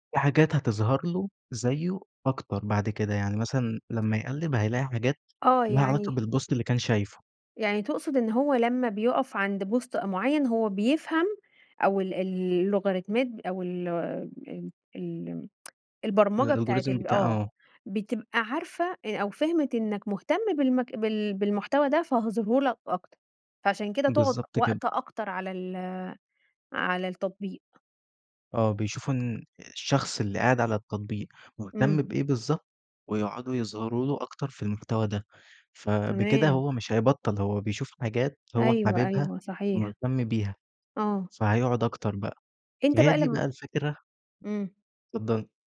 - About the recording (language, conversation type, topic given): Arabic, podcast, احكيلي عن تجربتك مع الصيام عن السوشيال ميديا؟
- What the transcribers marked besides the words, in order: in English: "بالpost"; in English: "post"; in English: "الalgorithm"; unintelligible speech